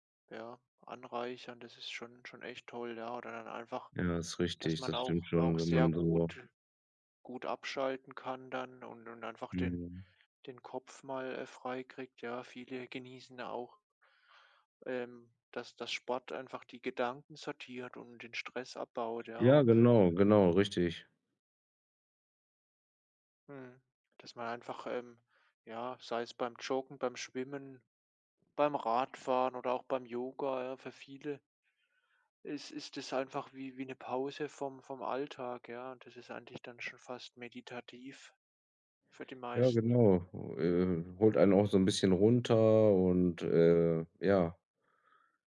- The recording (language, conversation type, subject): German, unstructured, Was macht Sport für dich besonders spaßig?
- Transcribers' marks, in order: none